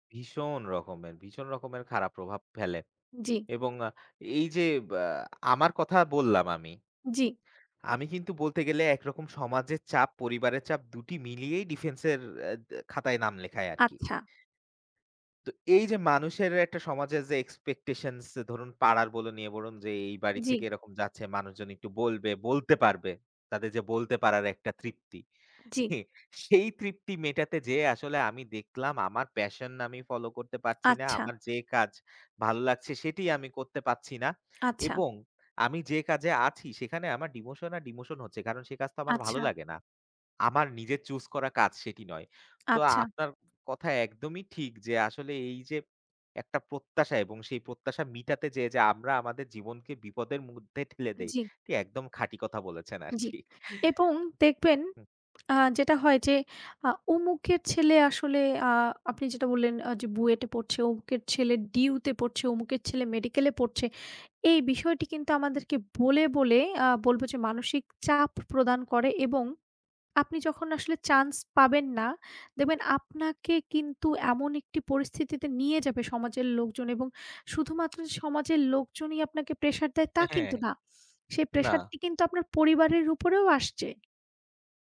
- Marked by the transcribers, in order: tapping; other background noise; chuckle; laughing while speaking: "সেই তৃপ্তি মেটাতে যেয়ে"; laughing while speaking: "আরকি"; laughing while speaking: "হ্যাঁ"
- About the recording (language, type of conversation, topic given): Bengali, unstructured, আপনি কি মনে করেন সমাজ মানুষকে নিজের পরিচয় প্রকাশ করতে বাধা দেয়, এবং কেন?